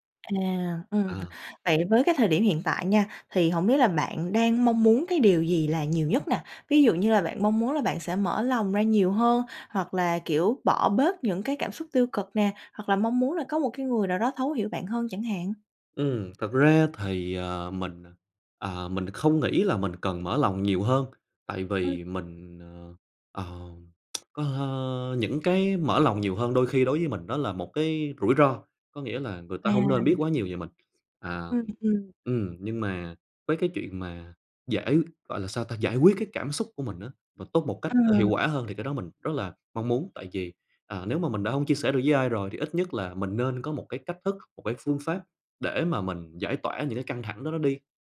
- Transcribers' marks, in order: tapping; tsk
- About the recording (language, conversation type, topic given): Vietnamese, advice, Bạn cảm thấy áp lực phải luôn tỏ ra vui vẻ và che giấu cảm xúc tiêu cực trước người khác như thế nào?